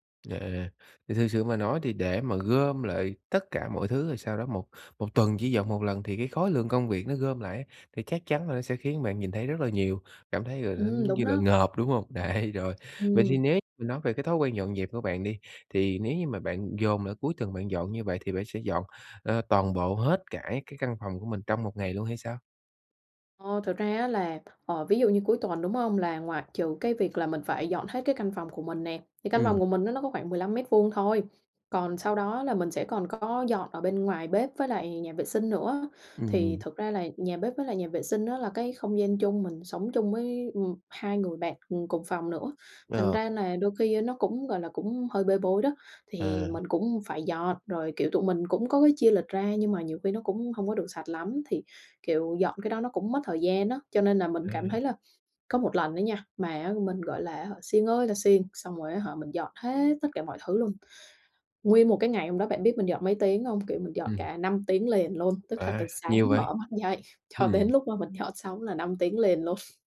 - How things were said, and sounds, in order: tapping; laughing while speaking: "Đấy"; laughing while speaking: "sáng"; laughing while speaking: "dậy"; laughing while speaking: "đến"; chuckle
- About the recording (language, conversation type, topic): Vietnamese, advice, Làm thế nào để duy trì thói quen dọn dẹp mỗi ngày?